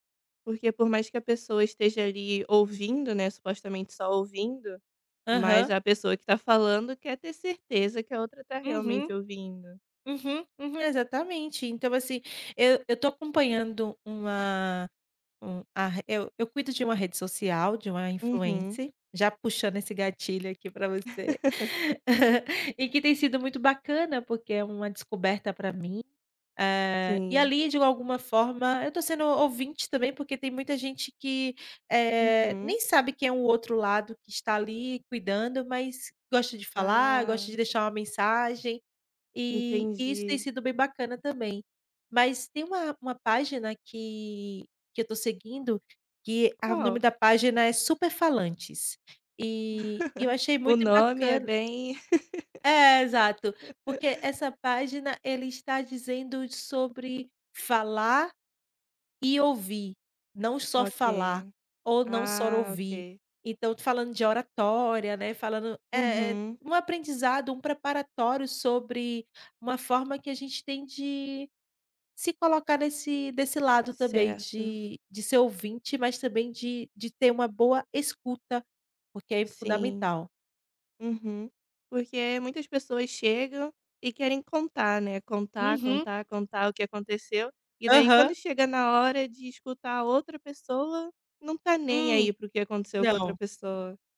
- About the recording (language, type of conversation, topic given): Portuguese, podcast, O que torna alguém um bom ouvinte?
- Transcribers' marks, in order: laugh; giggle; other background noise; tapping; laugh; laugh; "só" said as "sor"